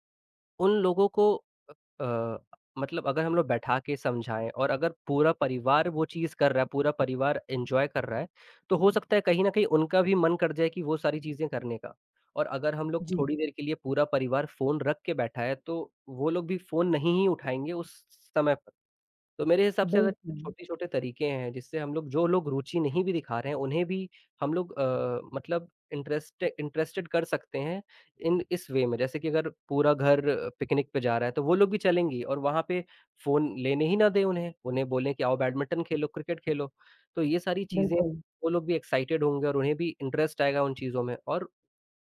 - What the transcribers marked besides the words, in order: in English: "एन्जॉय"; in English: "इंटरेस्ट इंटरेस्टेड"; in English: "इन इस वे"; in English: "एक्साइटेड"; in English: "इंटरेस्ट"
- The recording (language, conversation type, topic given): Hindi, unstructured, हम अपने परिवार को अधिक सक्रिय जीवनशैली अपनाने के लिए कैसे प्रेरित कर सकते हैं?
- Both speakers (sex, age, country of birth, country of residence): female, 35-39, India, India; male, 18-19, India, India